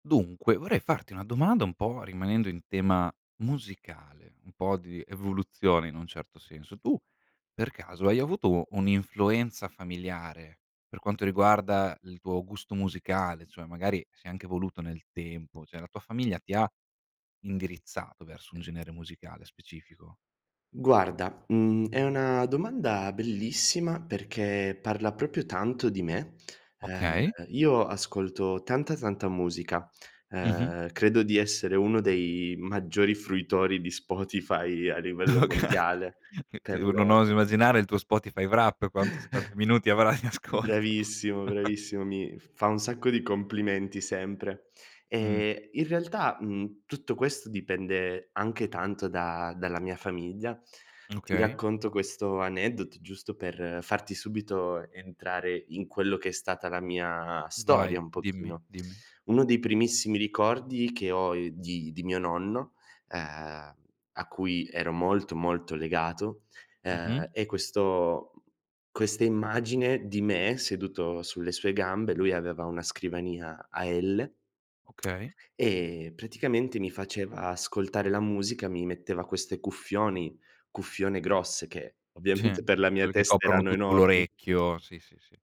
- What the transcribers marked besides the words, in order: "cioè" said as "ceh"; other background noise; "proprio" said as "propio"; laughing while speaking: "Oka"; chuckle; "Wrapped" said as "wrap"; chuckle; laughing while speaking: "avrai in ascolto"; chuckle; tsk; laughing while speaking: "ovviamente"
- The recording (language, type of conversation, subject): Italian, podcast, Come il tuo ambiente familiare ha influenzato il tuo gusto musicale?